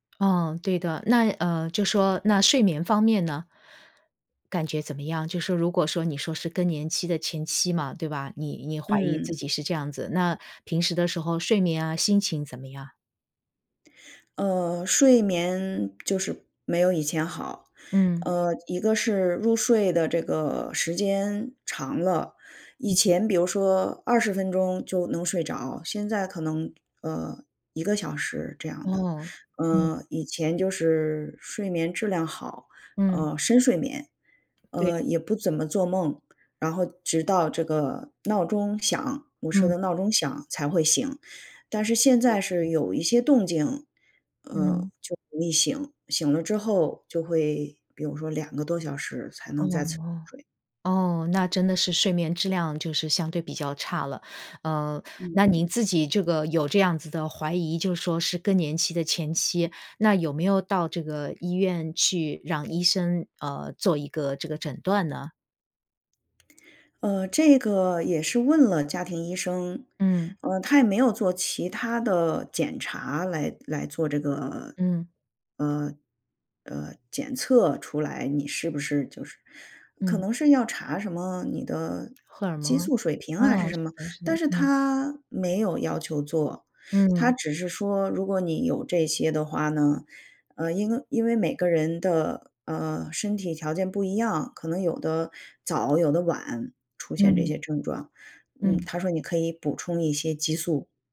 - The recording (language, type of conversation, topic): Chinese, advice, 你最近出现了哪些身体健康变化，让你觉得需要调整生活方式？
- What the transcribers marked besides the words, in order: other background noise